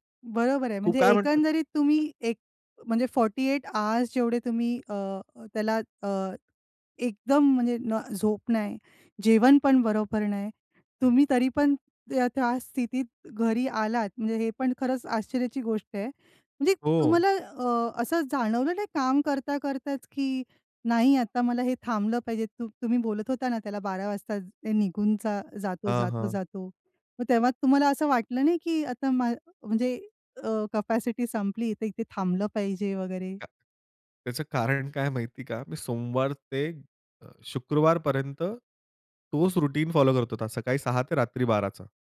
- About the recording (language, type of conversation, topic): Marathi, podcast, शरीराला विश्रांतीची गरज आहे हे तुम्ही कसे ठरवता?
- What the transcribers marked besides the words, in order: in English: "फोर्टी एट"; unintelligible speech; other noise; in English: "रुटीन"